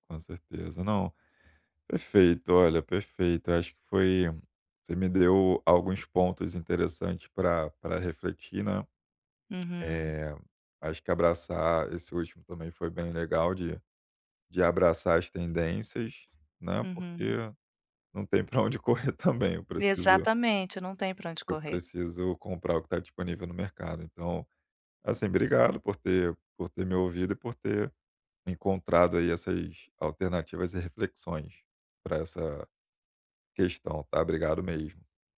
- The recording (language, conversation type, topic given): Portuguese, advice, Como posso avaliar o valor real de um produto antes de comprá-lo?
- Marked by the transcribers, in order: tapping; laughing while speaking: "pra onde correr"